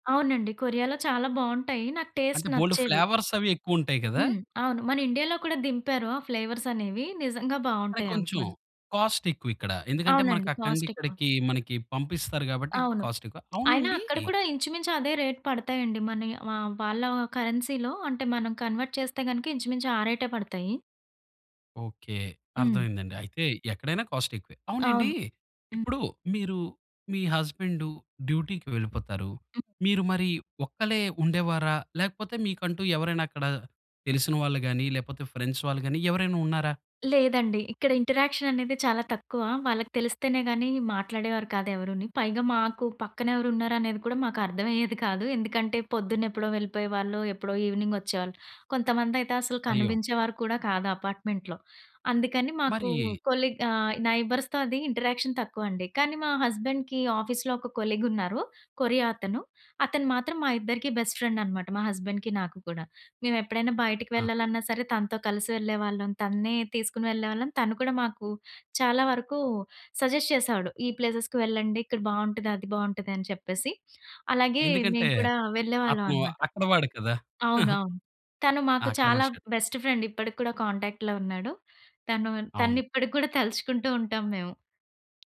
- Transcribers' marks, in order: in English: "టేస్ట్"; in English: "ఫ్లేవర్స్"; in English: "ఫ్లేవర్స్"; other background noise; in English: "రేట్"; in English: "కరెన్సీ‌లో"; in English: "కన్వర్ట్"; in English: "కాస్ట్"; in English: "డ్యూటీకి"; in English: "ఫ్రెండ్స్"; in English: "ఇంటరాక్షన్"; in English: "ఈవినింగ్"; in English: "అపార్ట్మెంట్‌లో"; in English: "కొలీగ్"; in English: "నై‌బర్స్‌తో"; in English: "ఇంటరాక్షన్"; in English: "హస్బెండ్‌కి ఆఫీస్‌లో"; in English: "కొలీగ్"; in English: "బెస్ట్ ఫ్రెండ్"; in English: "హస్బెండ్‌కి"; in English: "సజెస్ట్"; in English: "ప్లేసెస్‌కి"; giggle; in English: "బెస్ట్ ఫ్రెండ్"; in English: "కాంటాక్ట్‌లో"; tapping
- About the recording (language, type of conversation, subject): Telugu, podcast, పెళ్లి, ఉద్యోగం లేదా స్థలాంతరం వంటి జీవిత మార్పులు మీ అంతర్మనసుపై ఎలా ప్రభావం చూపించాయి?